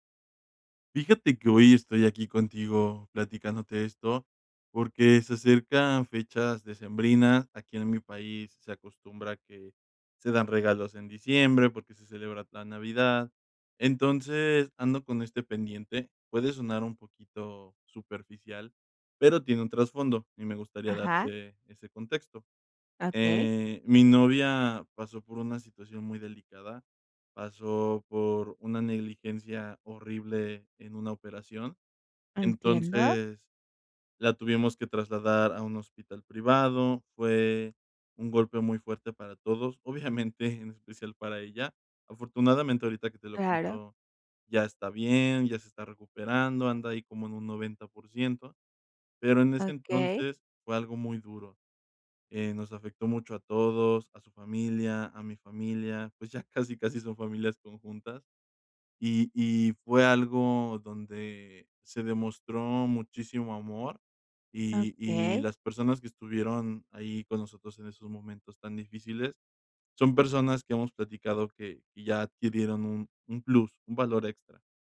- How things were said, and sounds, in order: laughing while speaking: "ya casi, casi"
- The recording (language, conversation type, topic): Spanish, advice, ¿Cómo puedo comprar un regalo memorable sin conocer bien sus gustos?